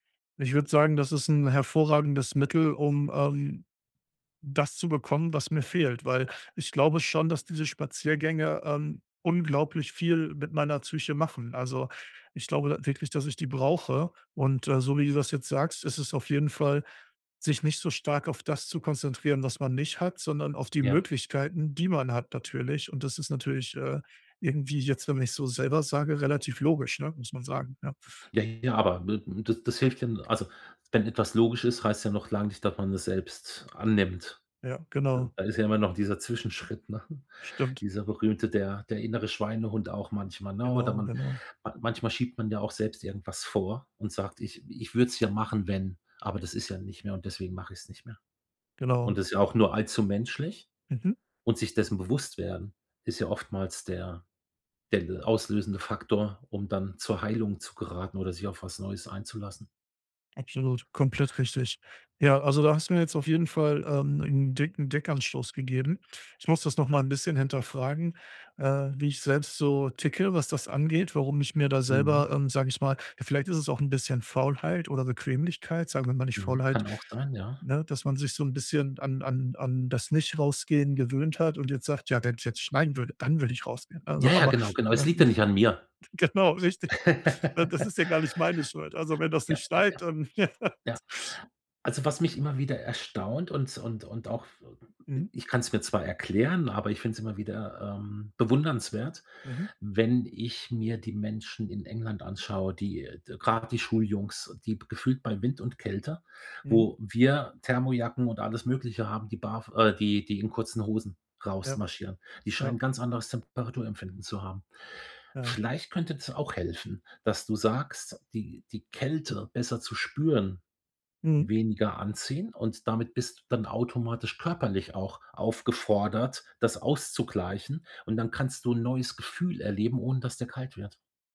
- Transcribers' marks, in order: stressed: "die"; laughing while speaking: "ne?"; other noise; laughing while speaking: "Genau, richtig"; laugh; laugh
- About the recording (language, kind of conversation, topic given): German, advice, Wie kann ich mich an ein neues Klima und Wetter gewöhnen?